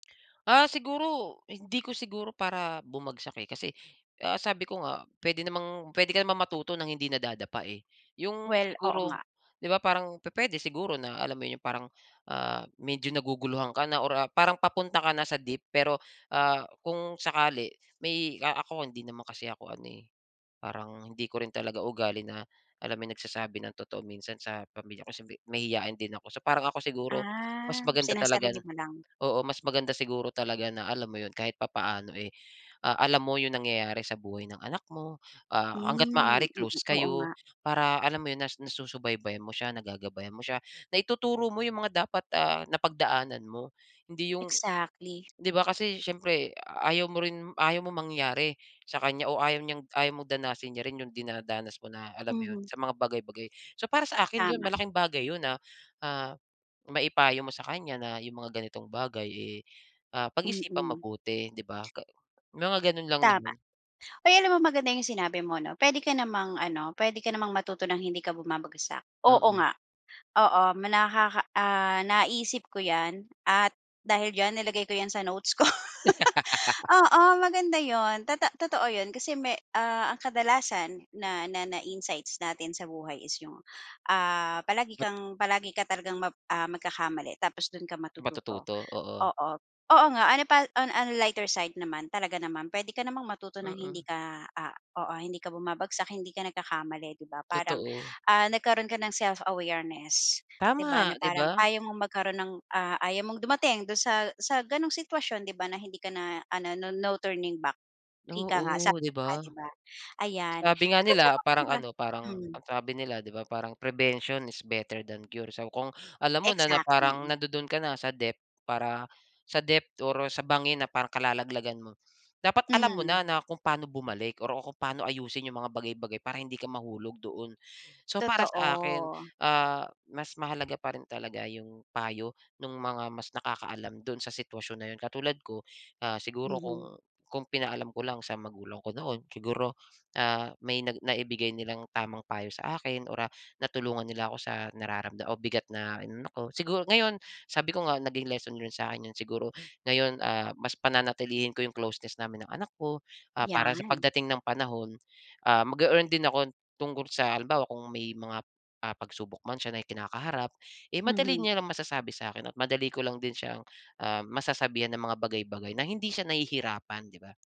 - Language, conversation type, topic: Filipino, podcast, Paano ka bumabangon pagkatapos ng malaking bagsak?
- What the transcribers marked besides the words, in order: tapping; other background noise; laugh; in English: "insights"; in English: "on on lighter side"; in English: "no no turning back"; in English: "prevention is better than cure"; in English: "depth"; in English: "depth"